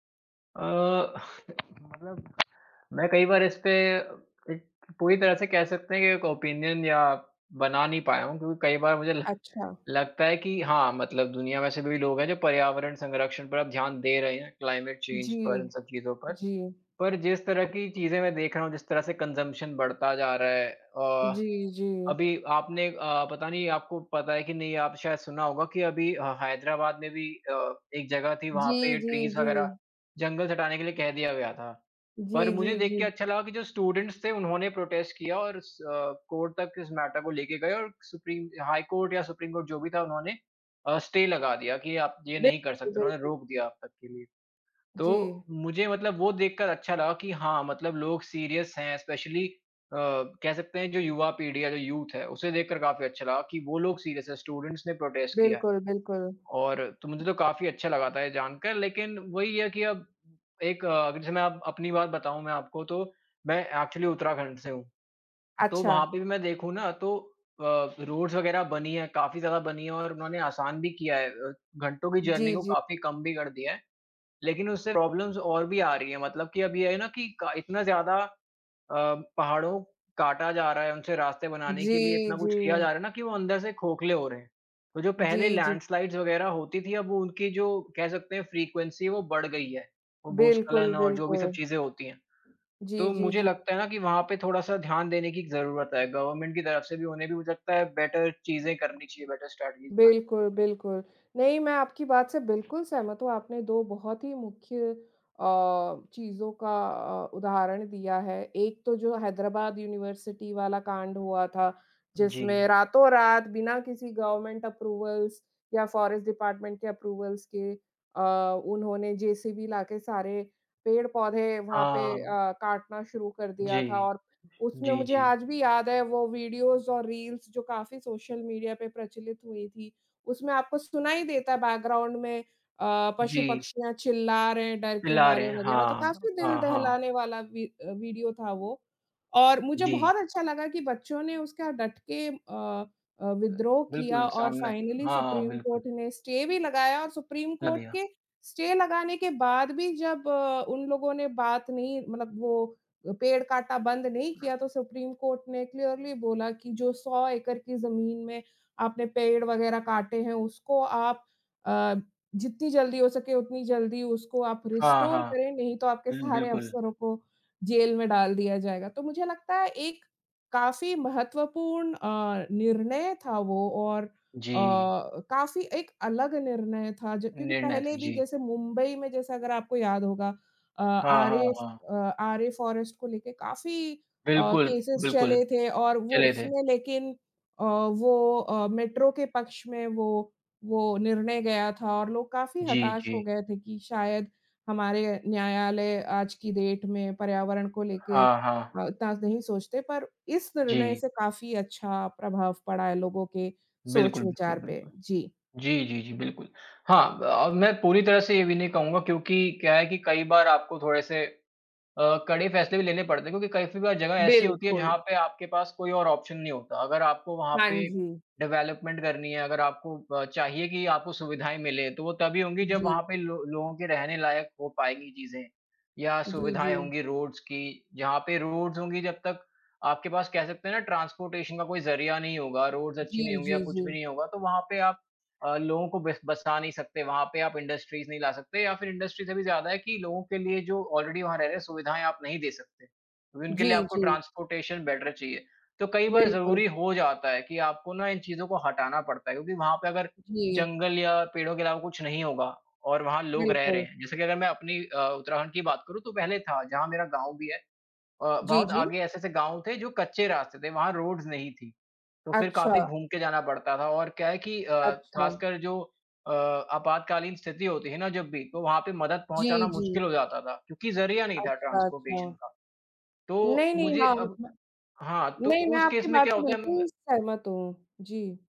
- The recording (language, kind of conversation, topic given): Hindi, unstructured, क्या आपको यह देखकर खुशी होती है कि अब पर्यावरण संरक्षण पर ज़्यादा ध्यान दिया जा रहा है?
- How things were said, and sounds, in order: tapping; in English: "ओपिनियन"; in English: "क्लाइमेट चेंज"; in English: "कंजम्प्शन"; in English: "ट्रीज़"; in English: "स्टूडेंट्स"; in English: "प्रोटेस्ट"; in English: "मैटर"; in English: "स्टे"; unintelligible speech; in English: "सीरीअस"; in English: "एस्पेशली"; in English: "यूथ"; in English: "सीरीअस"; in English: "स्टूडेंट्स"; in English: "प्रोटेस्ट"; in English: "एक्चुअली"; other background noise; in English: "रोड्स"; in English: "जर्नी"; in English: "प्रॉब्लम्स"; in English: "लैंडस्लाइड्स"; in English: "फ़्रीक्वेंसी"; in English: "गवर्नमेंट"; in English: "बेटर"; in English: "बेटर स्ट्रैटेजीज़"; in English: "यूनिवर्सिटी"; in English: "गवर्नमेंट अप्रूवल्स"; in English: "फ़ॉरेस्ट डिपार्टमेंट"; in English: "अप्रूवल्स"; in English: "वीडियोज़"; in English: "रील्स"; in English: "सोशल मीडिया"; in English: "बैकग्राउंड"; in English: "विडिओ"; in English: "फ़ाइनली सुप्रीम कोर्ट"; in English: "स्टे"; in English: "सुप्रीम कोर्ट"; in English: "स्टे"; in English: "सुप्रीम कोर्ट"; in English: "क्लियरली"; in English: "रिस्टोर"; laughing while speaking: "सारे अफसरों को"; in English: "केसेज़"; in English: "मेट्रो"; in English: "डेट"; in English: "ऑप्शन"; in English: "डेवलपमेंट"; in English: "रोड्स"; in English: "रोड्स"; in English: "ट्रांसपोर्टेशन"; in English: "रोड्स"; in English: "इंडस्ट्रीज़"; in English: "इंडस्ट्री"; in English: "ऑलरेडी"; in English: "ट्रांसपोर्टेशन बेटर"; in English: "रोड्स"; in English: "ट्रांसपोर्टेशन"; in English: "केस"